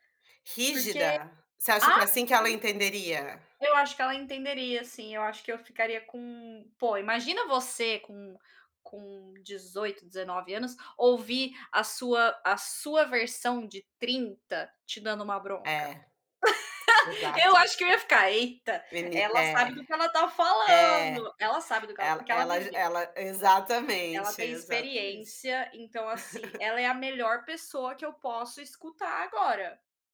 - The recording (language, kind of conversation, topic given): Portuguese, unstructured, Qual conselho você daria para o seu eu mais jovem?
- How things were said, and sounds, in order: tapping; laugh; tongue click; chuckle